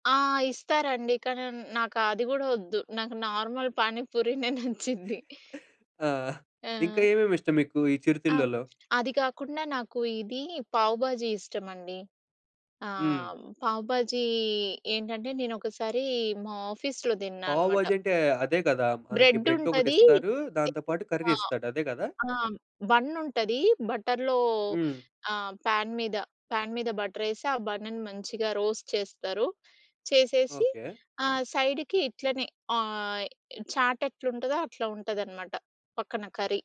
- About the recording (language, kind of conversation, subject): Telugu, podcast, స్ట్రీట్ ఫుడ్ రుచి ఎందుకు ప్రత్యేకంగా అనిపిస్తుంది?
- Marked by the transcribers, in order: in English: "నార్మల్"; laughing while speaking: "పానీపూరినే నచ్చింది"; giggle; other background noise; tapping; in English: "ఆఫీస్‌లో"; in English: "బ్రెడ్"; other noise; in English: "కర్రీ"; in English: "బటర్‌లో"; in English: "ప్యాన్"; in English: "ప్యాన్"; in English: "రోస్ట్"; in English: "సైడ్‌కి"; in English: "కర్రీ"